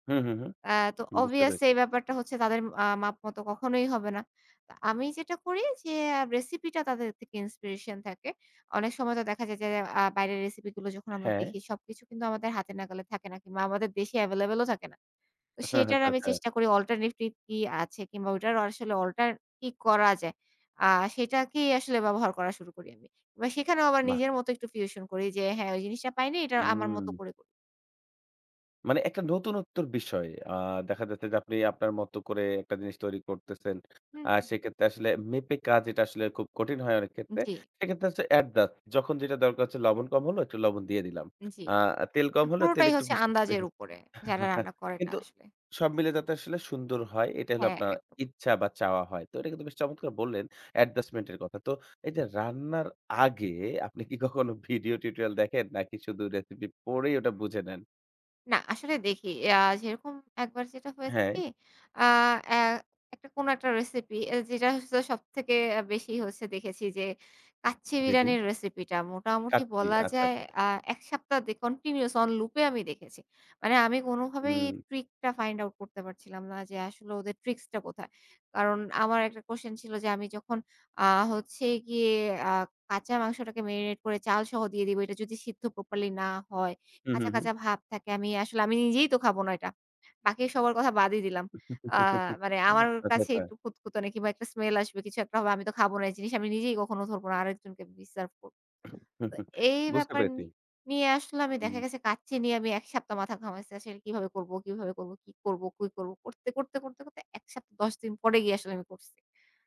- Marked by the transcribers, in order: chuckle
- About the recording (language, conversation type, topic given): Bengali, podcast, নতুন কোনো রান্নার রেসিপি করতে শুরু করলে আপনি কীভাবে শুরু করেন?